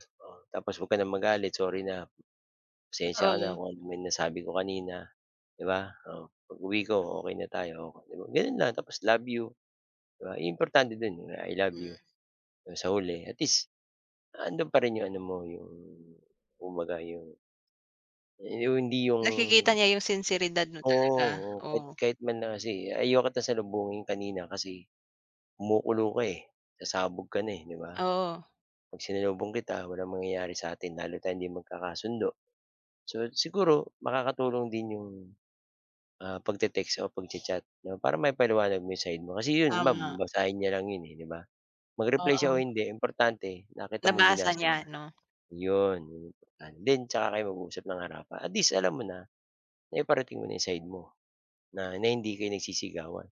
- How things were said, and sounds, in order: tapping; other background noise
- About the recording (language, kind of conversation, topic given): Filipino, unstructured, Ano ang papel ng komunikasyon sa pag-aayos ng sama ng loob?